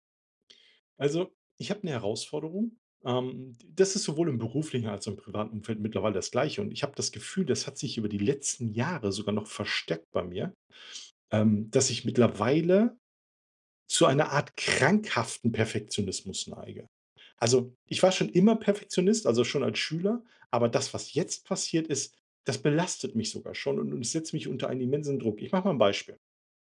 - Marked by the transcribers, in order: stressed: "krankhaften"
- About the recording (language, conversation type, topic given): German, advice, Wie hindert mich mein Perfektionismus daran, mit meinem Projekt zu starten?